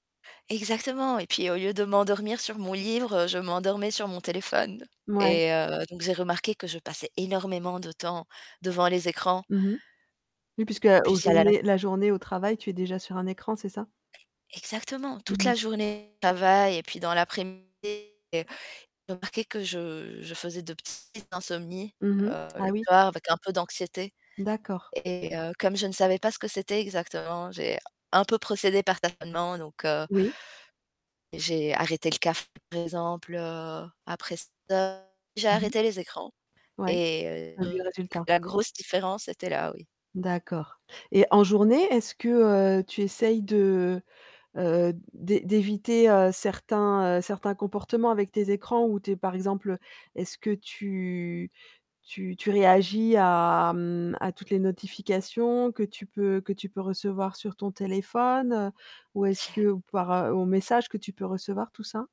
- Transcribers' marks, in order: distorted speech; static; unintelligible speech; other background noise
- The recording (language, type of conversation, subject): French, podcast, Quel serait ton rituel idéal pour passer une journée sans stress ?